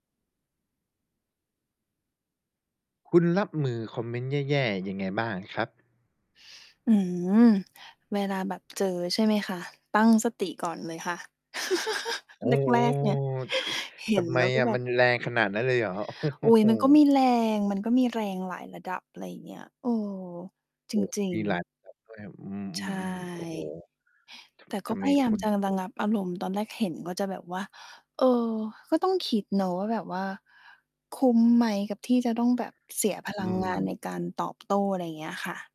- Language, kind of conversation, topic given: Thai, podcast, คุณรับมือกับคอมเมนต์แย่ๆ ยังไง?
- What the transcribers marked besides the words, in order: other background noise; chuckle; laughing while speaking: "โอ้โฮ"; distorted speech